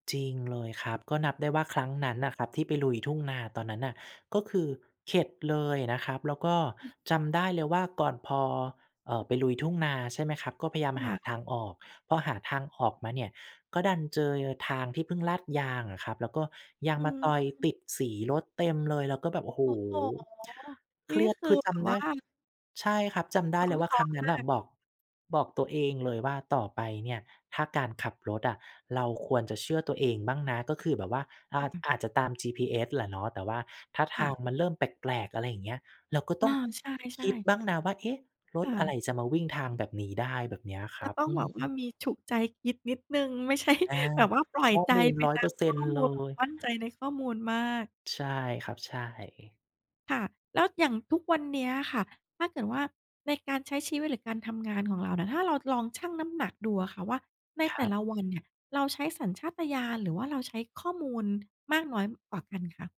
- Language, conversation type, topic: Thai, podcast, เมื่อคุณต้องตัดสินใจ คุณให้ความสำคัญกับสัญชาตญาณหรือข้อมูลมากกว่ากัน?
- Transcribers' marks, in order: other background noise; tapping; laughing while speaking: "ใช่"